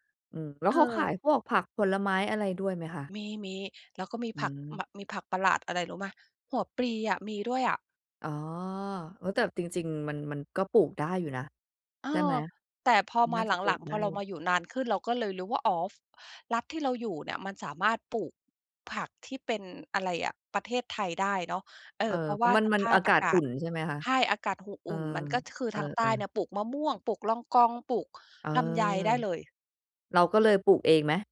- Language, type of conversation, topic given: Thai, podcast, การปรับตัวในที่ใหม่ คุณทำยังไงให้รอด?
- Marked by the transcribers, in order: none